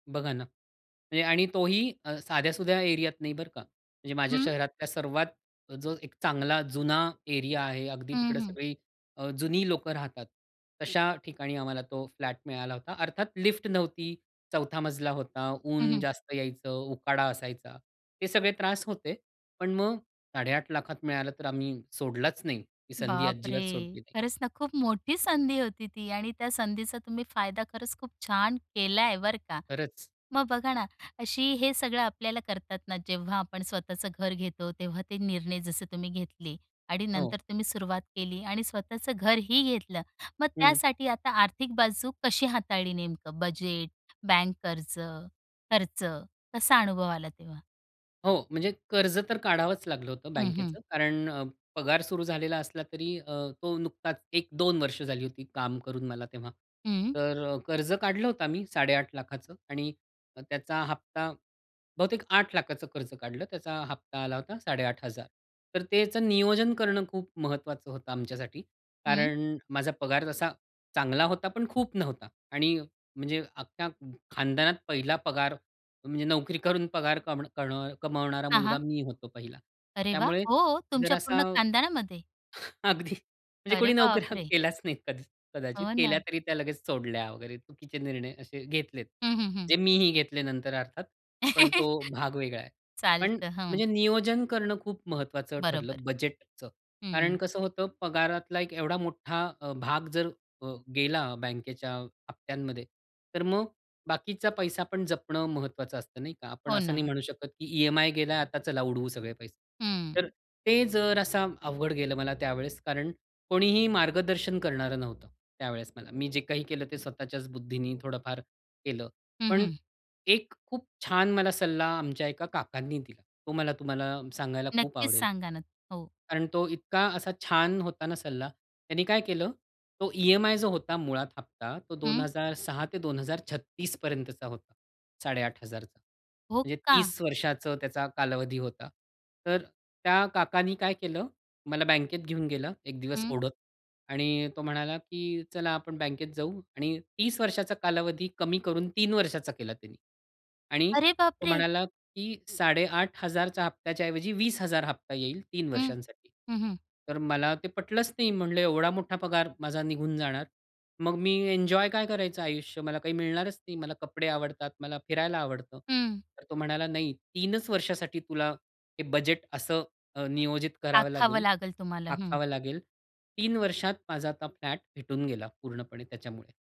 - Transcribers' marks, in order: tapping; chuckle; laughing while speaking: "अगदी, म्हणजे कोणी नोकऱ्या केल्याच नाही कद कदाचित"; chuckle; other background noise; surprised: "अरे बापरे!"; in English: "एन्जॉय"
- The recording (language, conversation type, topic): Marathi, podcast, स्वतःचं घर घेताना तुम्ही कोणत्या महत्त्वाच्या गोष्टी शिकलात?